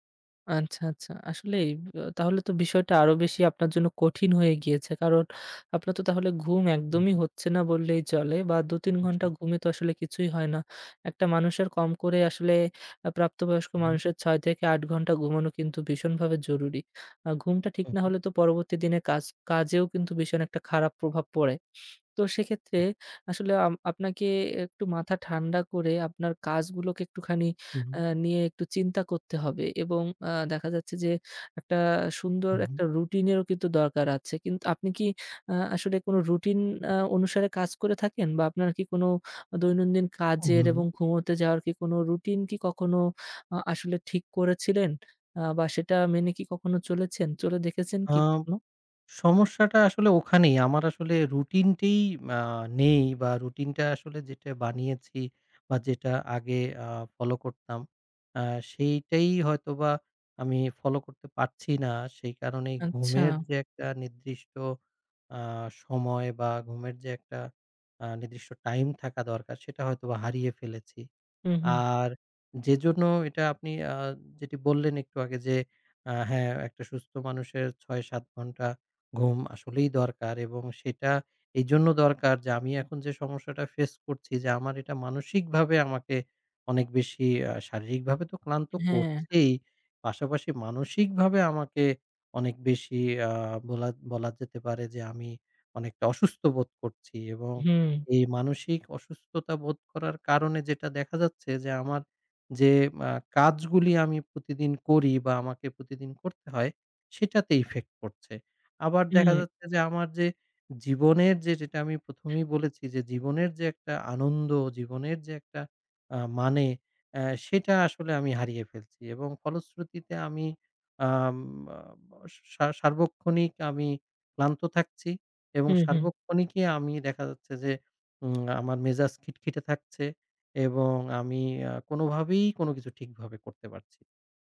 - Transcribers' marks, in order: other background noise
- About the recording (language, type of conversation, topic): Bengali, advice, ঘুমের ঘাটতি এবং ক্রমাগত অতিরিক্ত উদ্বেগ সম্পর্কে আপনি কেমন অনুভব করছেন?